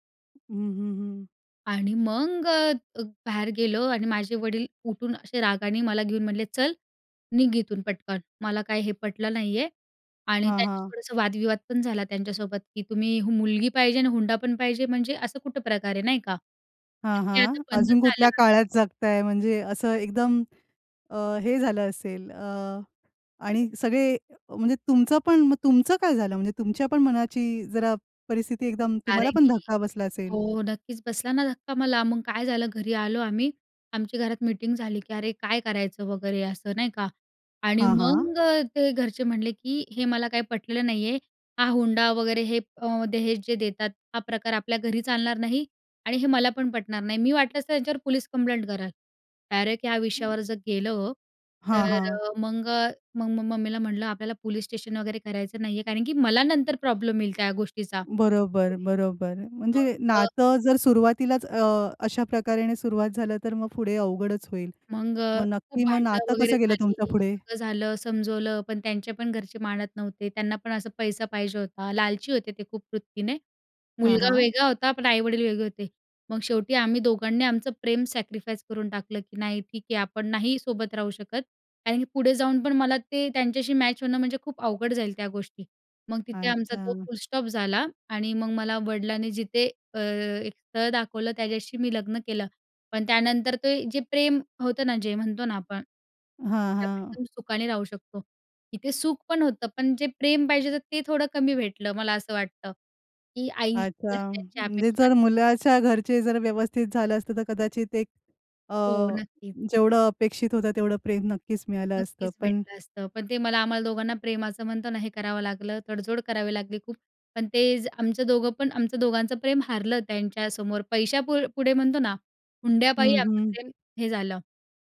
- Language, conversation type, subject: Marathi, podcast, लग्नाबद्दल कुटुंबाच्या अपेक्षा तुला कशा वाटतात?
- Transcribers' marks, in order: other noise; unintelligible speech; in English: "सॅक्रिफाईस"; "अच्छा" said as "आचा"